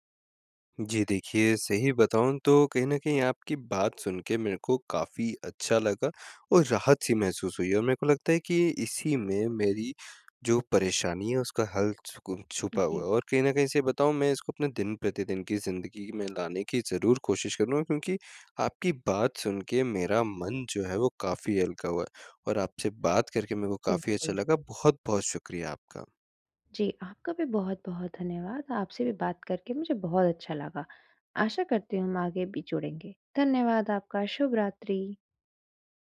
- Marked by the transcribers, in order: tapping
- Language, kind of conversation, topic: Hindi, advice, आप अपने डिजिटल उपयोग को कम करके सब्सक्रिप्शन और सूचनाओं से कैसे छुटकारा पा सकते हैं?